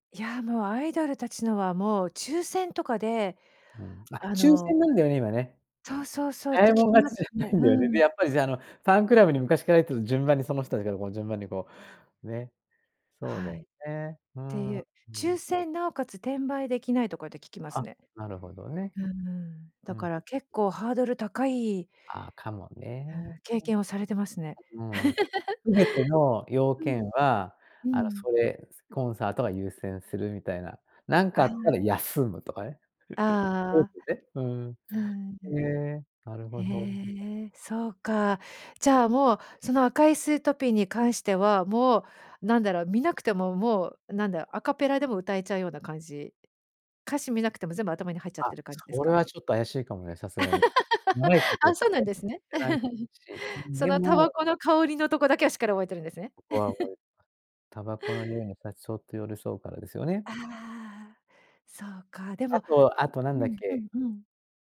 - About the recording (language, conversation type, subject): Japanese, podcast, 心に残っている曲を1曲教えてもらえますか？
- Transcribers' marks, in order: laughing while speaking: "じゃない"; unintelligible speech; laugh; other background noise; laugh; unintelligible speech; laugh; laugh